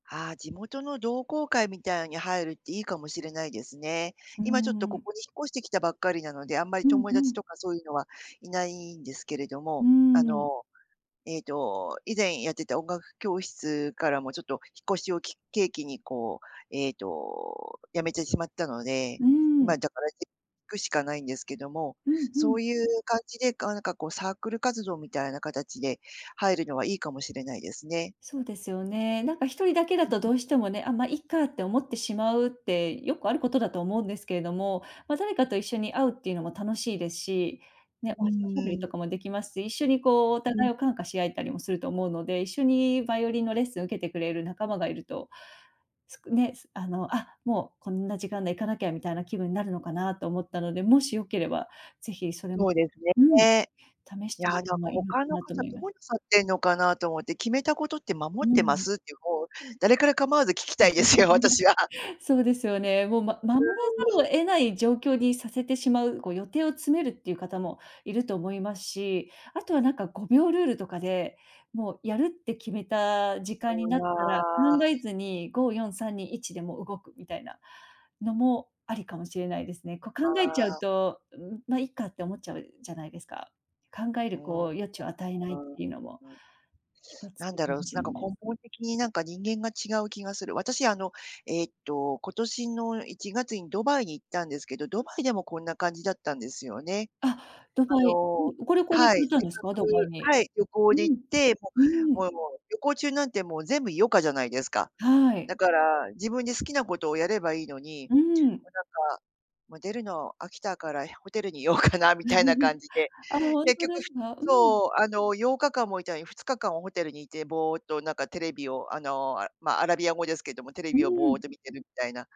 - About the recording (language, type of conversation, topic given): Japanese, advice, 余暇の過ごし方に満足できず、無為な時間が多いと感じるのはなぜですか？
- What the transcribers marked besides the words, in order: other noise; unintelligible speech; laughing while speaking: "聞きたいですよ、私は"; unintelligible speech; unintelligible speech; laughing while speaking: "居ようかな"; chuckle